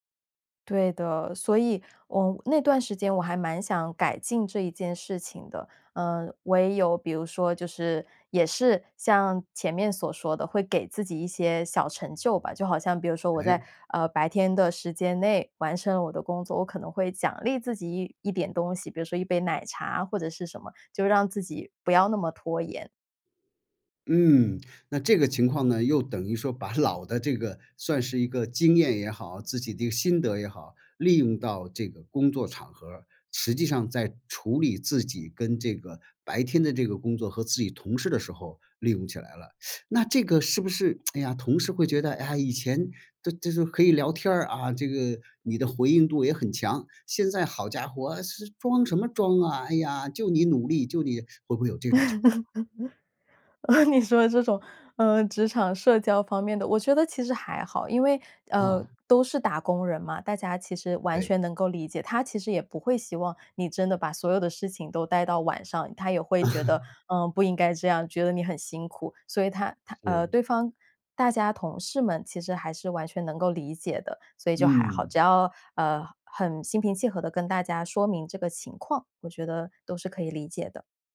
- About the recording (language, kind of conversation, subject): Chinese, podcast, 你在拖延时通常会怎么处理？
- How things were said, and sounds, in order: laughing while speaking: "把老"; teeth sucking; tsk; laugh; laughing while speaking: "你说的这种"; laugh